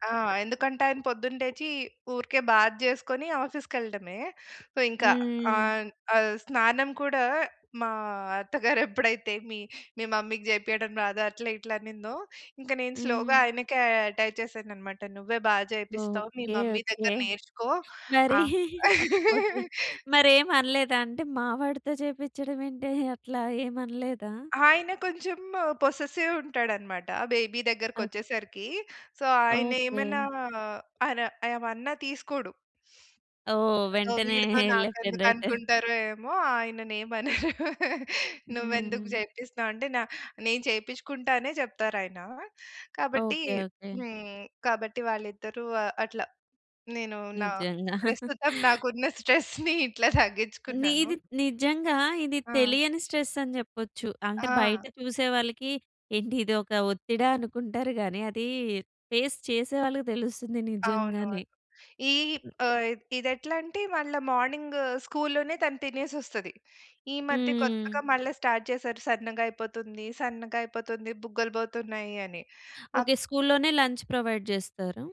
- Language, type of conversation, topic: Telugu, podcast, నిరంతర ఒత్తిడికి బాధపడినప్పుడు మీరు తీసుకునే మొదటి మూడు చర్యలు ఏవి?
- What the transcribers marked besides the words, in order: in English: "బాత్"; in English: "ఆఫీస్‌కి"; in English: "సో"; chuckle; in English: "మమ్మీకి"; in English: "స్లోగా"; in English: "అటాచ్"; laugh; laugh; in English: "పొసెసివ్"; in English: "బేబీ"; in English: "సో"; in English: "సో"; in English: "లెఫ్ట్ అండ్ రైట్"; laugh; laughing while speaking: "నాకున్న స్ట్రెస్‌ని ఇట్లా తగ్గించుకున్నాను"; in English: "స్ట్రెస్‌ని"; chuckle; in English: "స్ట్రెస్"; in English: "ఫేస్"; other background noise; in English: "మార్నింగ్"; in English: "స్టార్ట్"; in English: "లంచ్ ప్రొవైడ్"